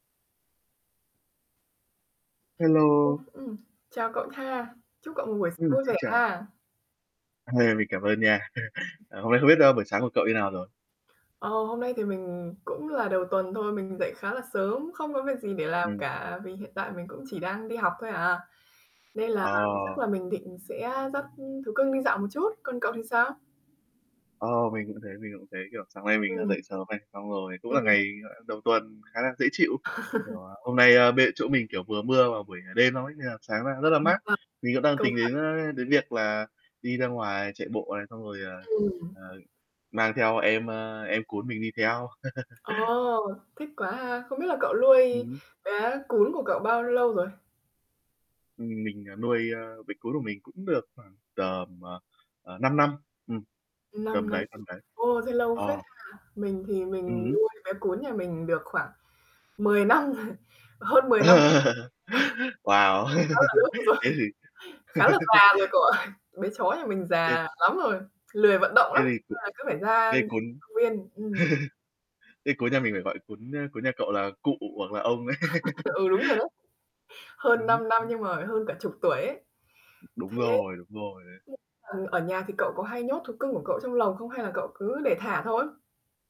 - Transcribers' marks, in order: static; other background noise; tapping; distorted speech; chuckle; laugh; laugh; "nuôi" said as "luôi"; mechanical hum; laughing while speaking: "năm rồi"; laugh; cough; unintelligible speech; laughing while speaking: "rồi"; laugh; laughing while speaking: "ơi"; laugh; unintelligible speech; laughing while speaking: "đấy"; laugh; unintelligible speech
- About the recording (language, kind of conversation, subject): Vietnamese, unstructured, Bạn nghĩ sao về việc nhốt thú cưng trong lồng suốt cả ngày?